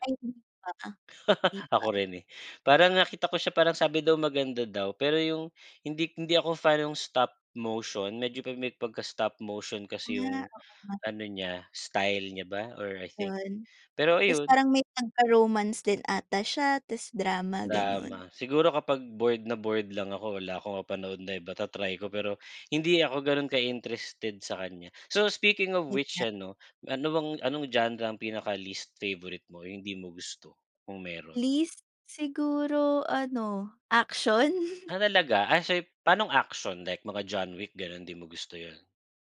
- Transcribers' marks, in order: laugh; chuckle
- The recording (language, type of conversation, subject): Filipino, unstructured, Ano ang huling pelikulang talagang nagpasaya sa’yo?